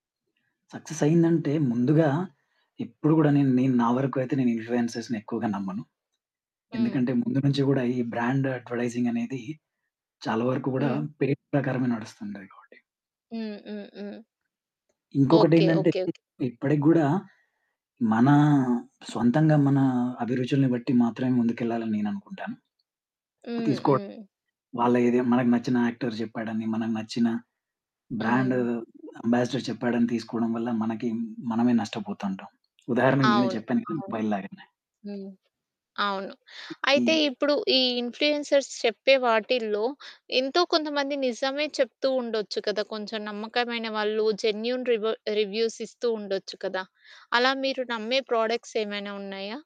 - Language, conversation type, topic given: Telugu, podcast, ఇన్ఫ్లువెన్సర్లు ఎక్కువగా నిజాన్ని చెబుతారా, లేక కేవలం ఆడంబరంగా చూపించడానికే మొగ్గు చూపుతారా?
- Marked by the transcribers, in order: in English: "సక్సెస్"; in English: "ఇన్ఫ్లుయెన్సర్స్‌ని"; in English: "బ్రాండ్ అడ్వర్టైజింగ్"; distorted speech; tapping; in English: "యాక్టర్"; in English: "మొబైల్"; in English: "ఇన్‌ఫ్లుయెన్సర్స్"; other background noise; in English: "జెన్యూన్"; in English: "రివ్యూస్"; in English: "ప్రొడక్ట్స్"